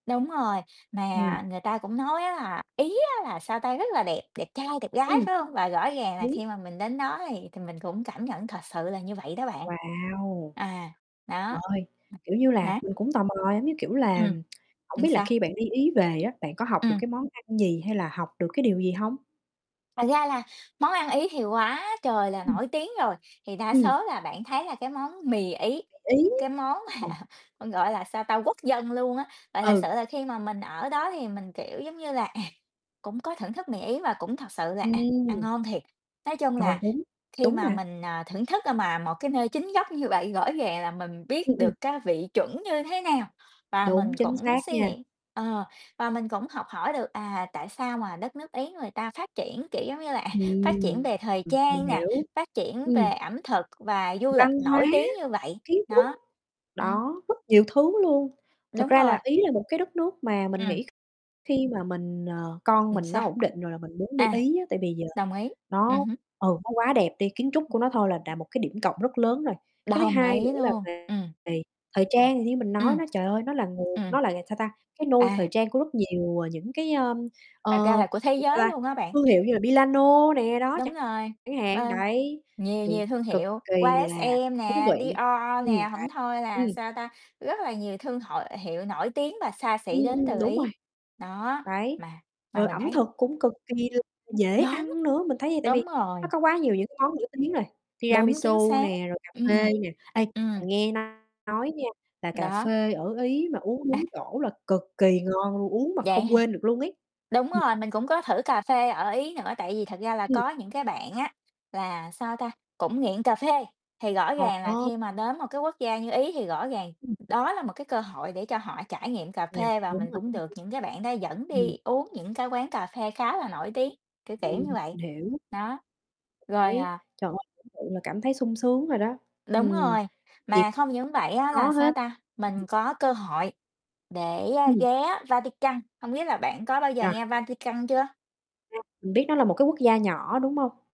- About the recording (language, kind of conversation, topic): Vietnamese, unstructured, Bạn đã từng có chuyến đi nào khiến bạn bất ngờ chưa?
- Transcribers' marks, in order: distorted speech; unintelligible speech; tapping; laughing while speaking: "mà"; unintelligible speech; other background noise; unintelligible speech; "Milano" said as "Bi lan nô"; other noise; unintelligible speech; unintelligible speech; unintelligible speech; unintelligible speech